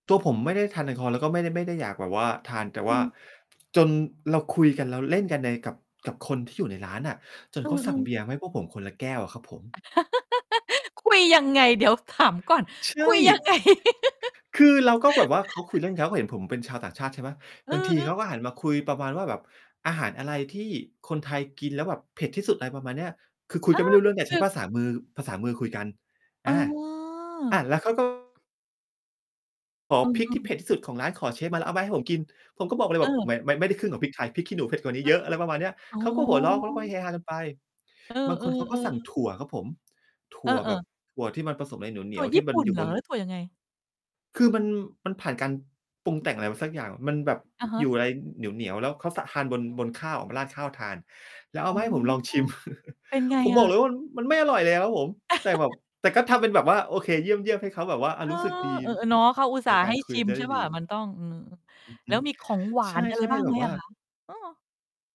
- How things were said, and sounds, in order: distorted speech; tapping; laugh; laughing while speaking: "ไง"; laugh; other background noise; static; chuckle; laugh; mechanical hum
- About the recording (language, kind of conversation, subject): Thai, podcast, คุณเคยค้นพบอะไรโดยบังเอิญระหว่างท่องเที่ยวบ้าง?